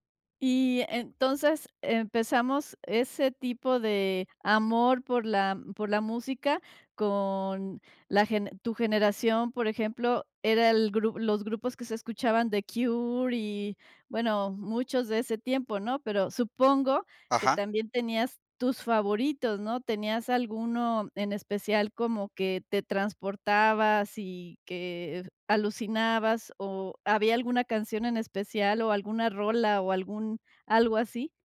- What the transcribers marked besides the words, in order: none
- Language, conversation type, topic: Spanish, podcast, ¿Cómo descubriste tu gusto musical?